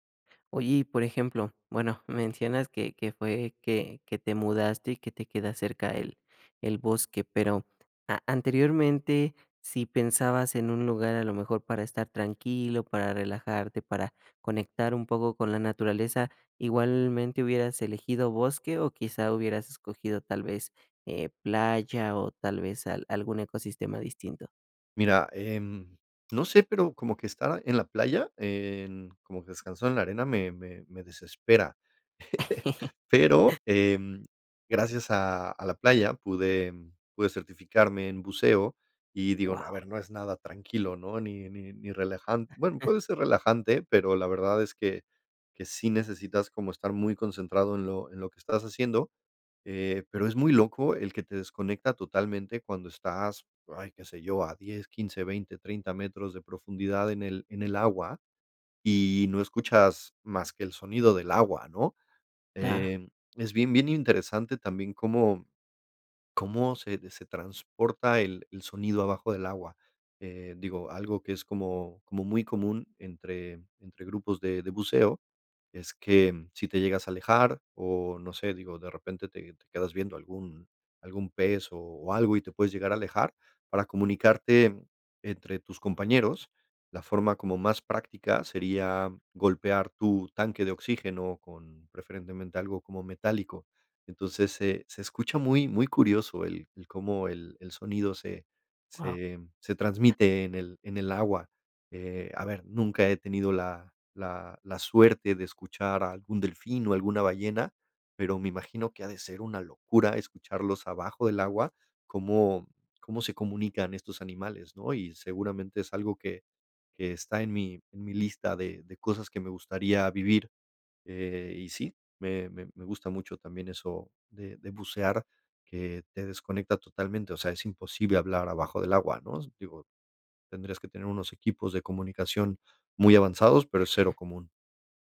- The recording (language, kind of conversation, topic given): Spanish, podcast, ¿Cómo describirías la experiencia de estar en un lugar sin ruido humano?
- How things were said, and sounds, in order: chuckle; other noise; other background noise